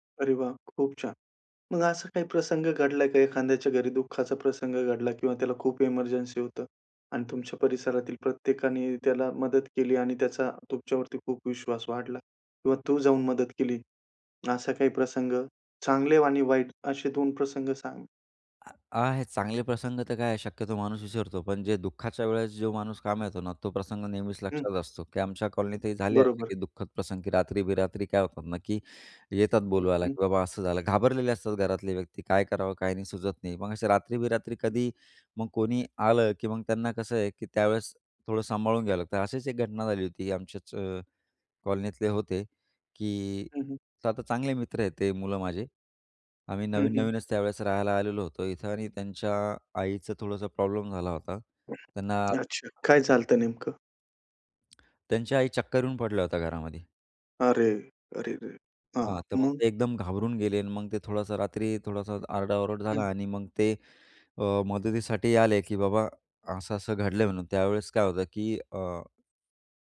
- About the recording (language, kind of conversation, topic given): Marathi, podcast, आपल्या परिसरात एकमेकांवरील विश्वास कसा वाढवता येईल?
- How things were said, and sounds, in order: other noise; "झालं होत" said as "झालतं"; tapping; other background noise